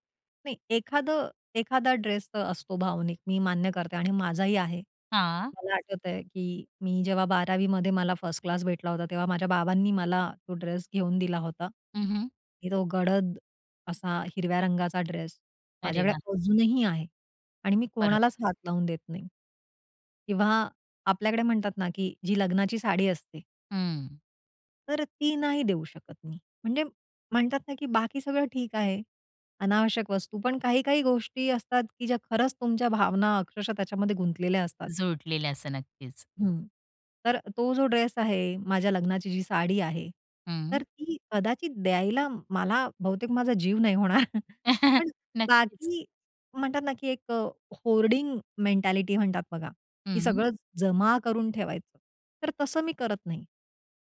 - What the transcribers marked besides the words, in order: in English: "फर्स्ट क्लास"; laughing while speaking: "जीव नाही होणार"; chuckle; in English: "होर्डिंग मेंटॅलिटी"; drawn out: "जमा"
- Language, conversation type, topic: Marathi, podcast, अनावश्यक वस्तू कमी करण्यासाठी तुमचा उपाय काय आहे?